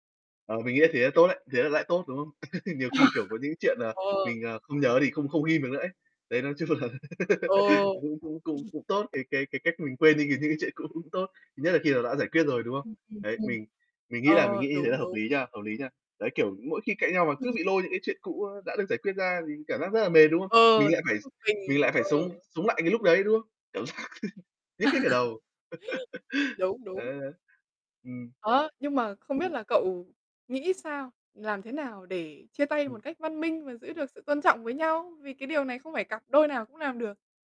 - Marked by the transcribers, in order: laugh; static; laugh; laughing while speaking: "là"; laugh; other background noise; tapping; laughing while speaking: "cũ cũng"; unintelligible speech; unintelligible speech; laugh; laughing while speaking: "giác"; laugh
- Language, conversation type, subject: Vietnamese, unstructured, Làm thế nào để biết khi nào nên kết thúc một mối quan hệ?